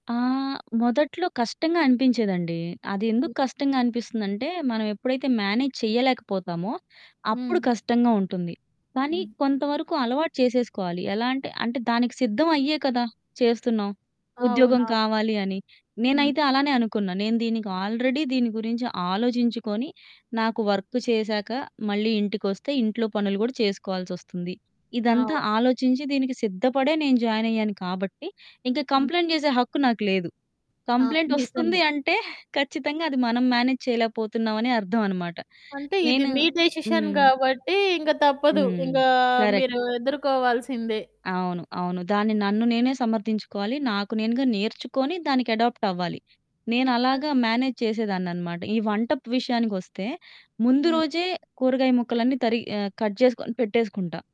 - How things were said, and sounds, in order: static; in English: "మ్యానేజ్"; in English: "ఆల్రెడీ"; in English: "కంప్లెయింట్"; in English: "మ్యానేజ్"; in English: "డెసిషన్"; in English: "కరెక్ట్"; in English: "మ్యానేజ్"; in English: "కట్"
- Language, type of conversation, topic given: Telugu, podcast, వృత్తి–వ్యక్తిగత జీవనం సమతుల్యంగా ఉండేందుకు డిజిటల్ సరిహద్దులు ఎలా ఏర్పాటు చేసుకోవాలో చెప్పగలరా?